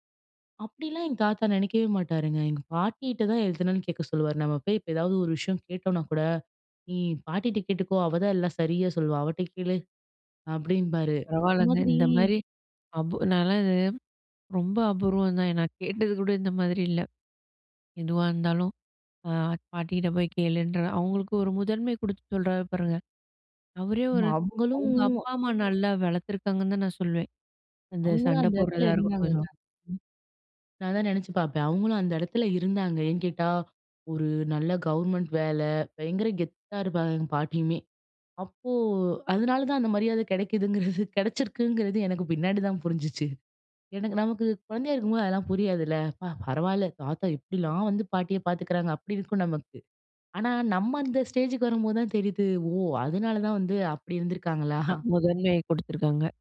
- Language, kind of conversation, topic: Tamil, podcast, வீட்டில் குழந்தைகளுக்குக் கதை சொல்லும் பழக்கம் இப்போது எப்படி இருக்கிறது?
- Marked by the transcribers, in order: unintelligible speech; laughing while speaking: "கிடைக்குதுங்கிறது"; in English: "ஸ்டேஜுக்கு"; unintelligible speech